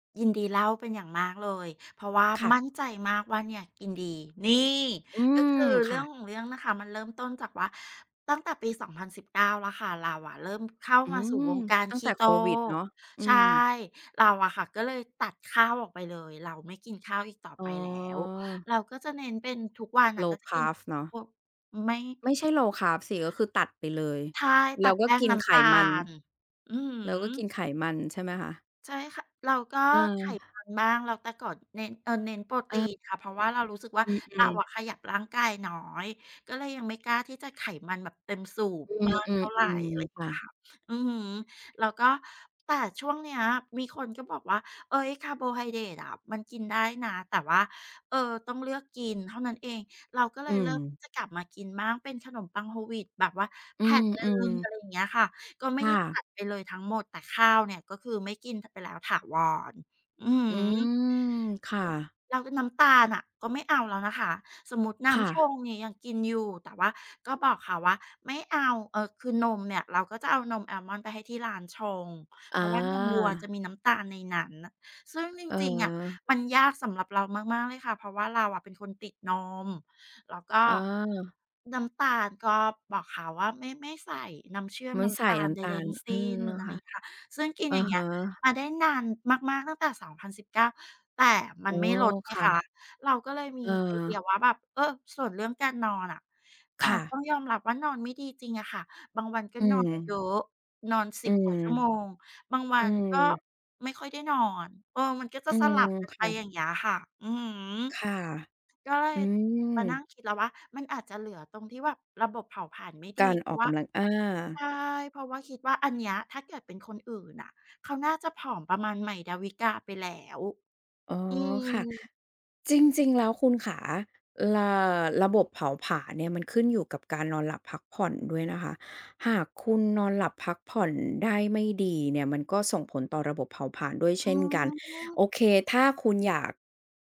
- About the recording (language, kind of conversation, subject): Thai, advice, ฉันสับสนเรื่องเป้าหมายการออกกำลังกาย ควรโฟกัสลดน้ำหนักหรือเพิ่มกล้ามเนื้อก่อนดี?
- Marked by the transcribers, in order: drawn out: "อ๋อ"; "Carb" said as "carf"; other background noise; other noise; tapping; drawn out: "อืม"